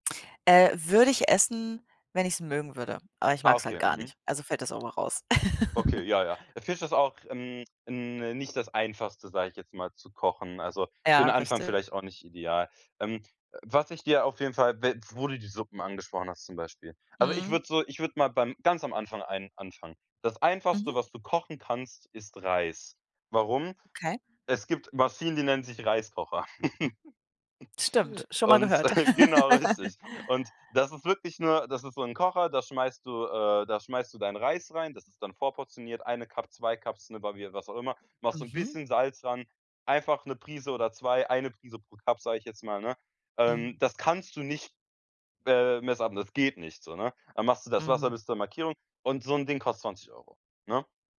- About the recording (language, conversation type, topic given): German, advice, Wie kann ich selbstbewusster und sicherer kochen lernen?
- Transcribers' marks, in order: laugh; laugh; chuckle; laugh; in English: "Cup"; in English: "Cups"; in English: "Cup"